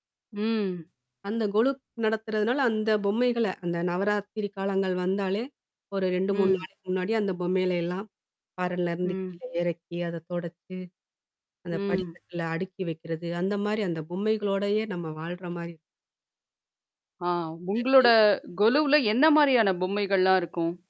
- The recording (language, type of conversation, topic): Tamil, podcast, வீட்டில் உள்ள சின்னச் சின்ன பொருள்கள் உங்கள் நினைவுகளை எப்படிப் பேணிக்காக்கின்றன?
- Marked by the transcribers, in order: static; distorted speech; unintelligible speech